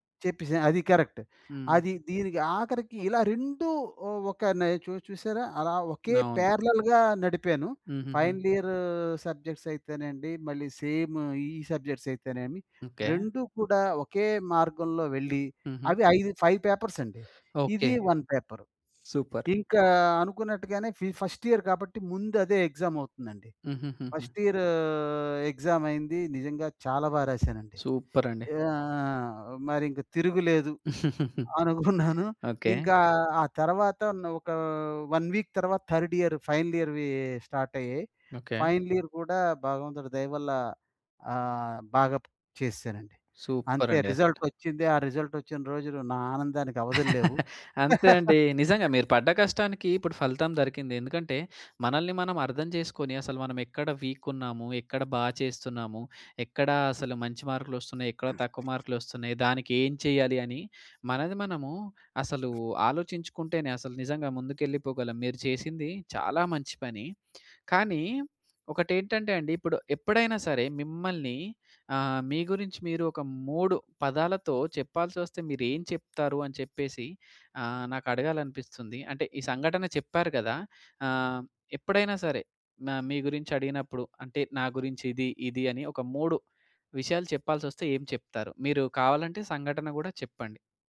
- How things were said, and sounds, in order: in English: "కరెక్ట్"; in English: "పారలెల్‌గా"; in English: "ఫైనల్ ఇయర్ సబ్జెక్ట్స్"; in English: "సేమ్"; in English: "సబ్జెక్ట్స్"; in English: "ఫైవ్ పేపర్స్"; in English: "వన్ పేపర్"; in English: "సూపర్"; other background noise; in English: "ఫస్ట్ ఇయర్"; in English: "ఎగ్జామ్"; in English: "ఫస్ట్ ఇయర్ ఎగ్జామ్"; in English: "సూపర్"; giggle; chuckle; in English: "వన్ వీక్"; in English: "థర్డ్ ఇయర్ ఫైనల్ ఇయర్‌వి స్టార్ట్"; in English: "ఫైనల్ ఇయర్"; in English: "సూపర్"; in English: "రిజల్ట్"; in English: "రిజల్ట్"; giggle; giggle; in English: "వీక్"; other noise
- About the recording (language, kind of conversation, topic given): Telugu, podcast, నువ్వు నిన్ను ఎలా అర్థం చేసుకుంటావు?